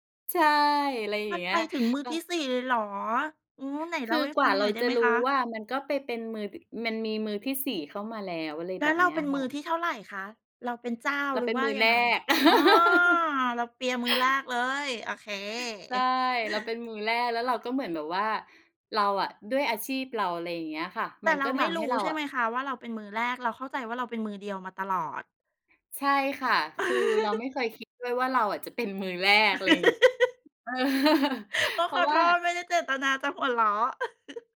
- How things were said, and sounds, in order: tapping; laugh; laugh; laugh; laughing while speaking: "เออ"; chuckle; laugh; laugh
- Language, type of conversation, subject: Thai, podcast, คุณเคยปล่อยให้ความกลัวหยุดคุณไว้ไหม แล้วคุณทำยังไงต่อ?